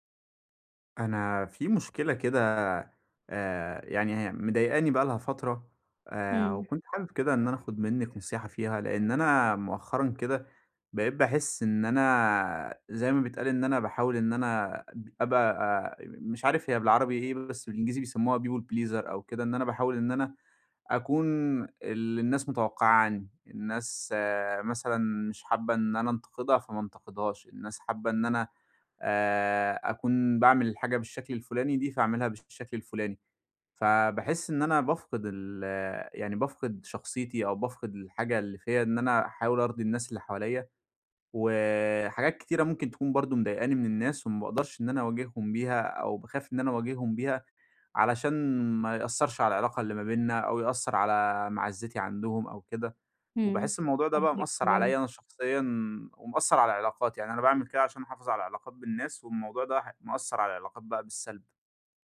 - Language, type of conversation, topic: Arabic, advice, إزاي أعبّر عن نفسي بصراحة من غير ما أخسر قبول الناس؟
- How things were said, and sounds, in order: in English: "people pleaser"; tapping